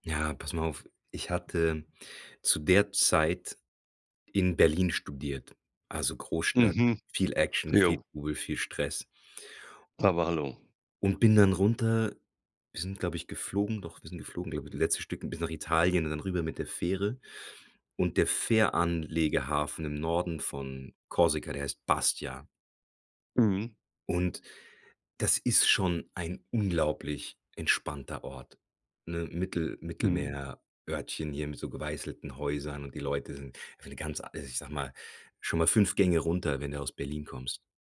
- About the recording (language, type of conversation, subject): German, podcast, Welcher Ort hat dir innere Ruhe geschenkt?
- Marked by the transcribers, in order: none